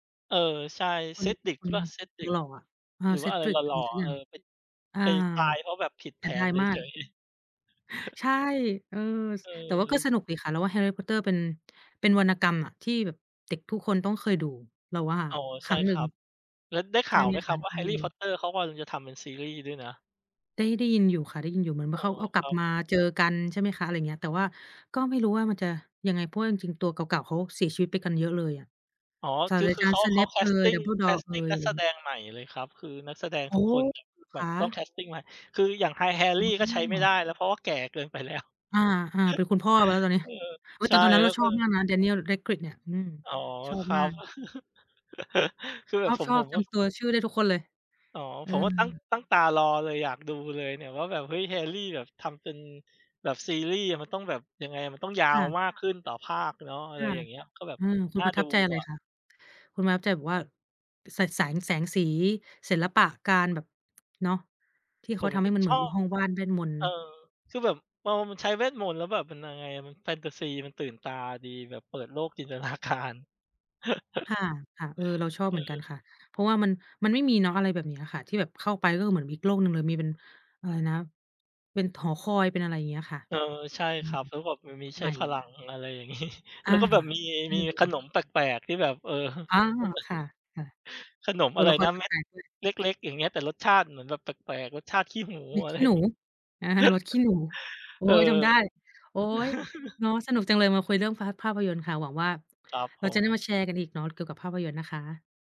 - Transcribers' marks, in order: chuckle; laughing while speaking: "แล้ว"; chuckle; chuckle; stressed: "ชอบ"; laughing while speaking: "จินตนาการ"; chuckle; laughing while speaking: "งี้"; chuckle; laughing while speaking: "อา"; laughing while speaking: "โอ๊ย"; chuckle
- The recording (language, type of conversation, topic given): Thai, unstructured, ภาพยนตร์เรื่องไหนที่สร้างความประทับใจให้คุณมากที่สุด?